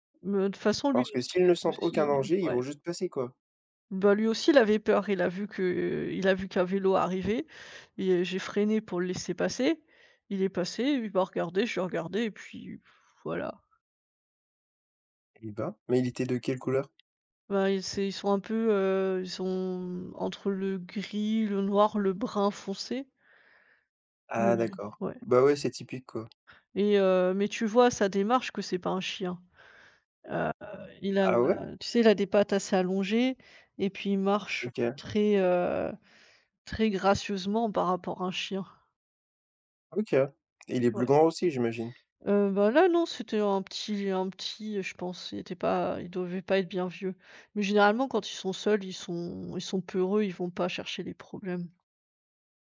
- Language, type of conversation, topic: French, unstructured, Qu’est-ce qui vous met en colère face à la chasse illégale ?
- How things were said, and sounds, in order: tapping